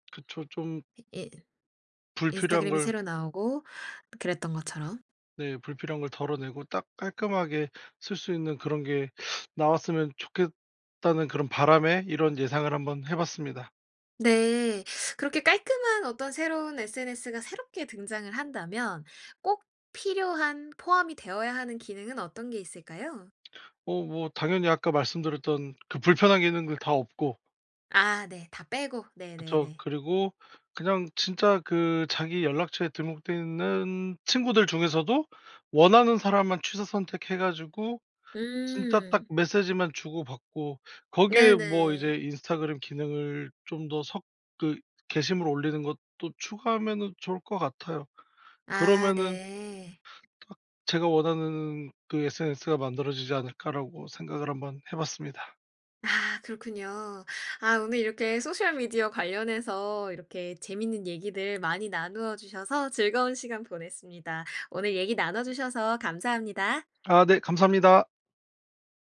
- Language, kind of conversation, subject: Korean, podcast, SNS가 일상에 어떤 영향을 준다고 보세요?
- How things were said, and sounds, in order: tapping; in English: "소셜 미디어"